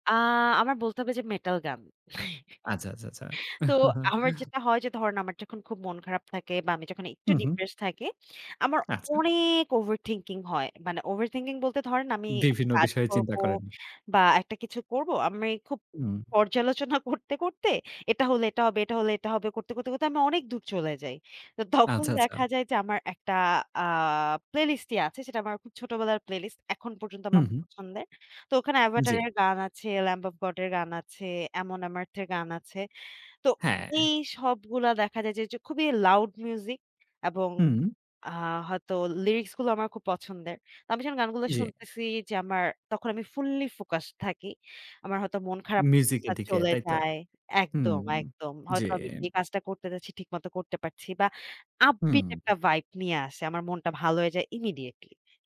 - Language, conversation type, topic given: Bengali, podcast, কোন গান শুনলে আপনার একেবারে ছোটবেলার কথা মনে পড়ে?
- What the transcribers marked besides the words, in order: chuckle; chuckle; stressed: "অনেক"; scoff; in English: "immediately"